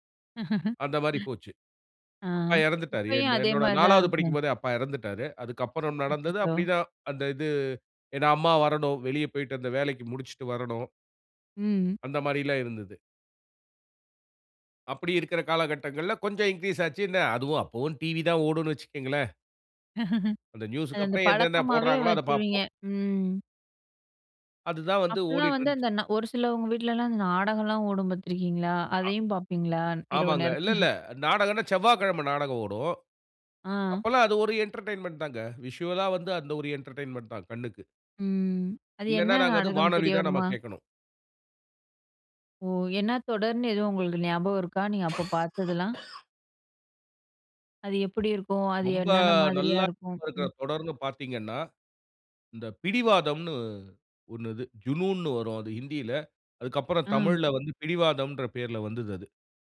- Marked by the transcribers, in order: laugh; laugh; "ஓடிட்ருந்துச்சு" said as "ஓடிட்ருஞ்ச்சு"; chuckle; drawn out: "ம்"; other noise; cough
- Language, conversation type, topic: Tamil, podcast, இரவில்தூங்குவதற்குமுன் நீங்கள் எந்த வரிசையில் என்னென்ன செய்வீர்கள்?